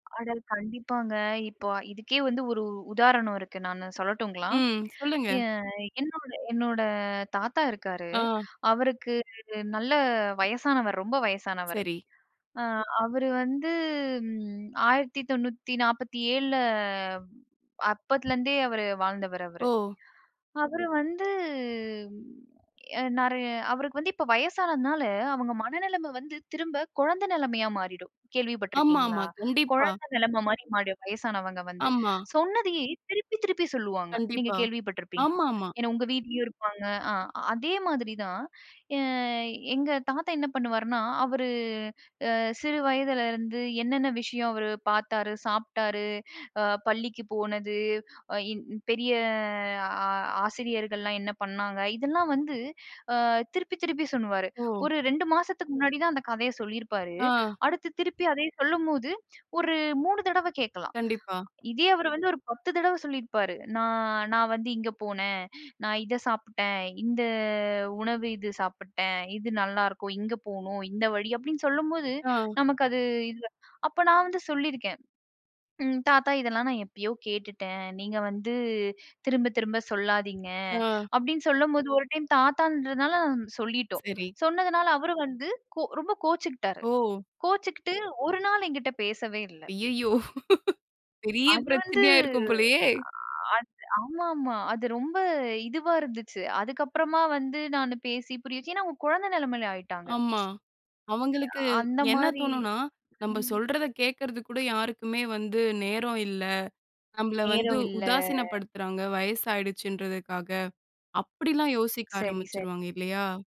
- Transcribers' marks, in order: tapping; drawn out: "வந்து"; background speech; drawn out: "வந்து"; drawn out: "பெரிய"; other background noise; laughing while speaking: "பெரிய பிரச்சனையா இருக்கும் போலயே"; drawn out: "வந்து, அ அது"; tsk; drawn out: "இல்ல"
- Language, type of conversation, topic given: Tamil, podcast, ஒருவர் பேசிக்கொண்டிருக்கும்போது இடைமறிக்காமல் எப்படி கவனமாகக் கேட்பது?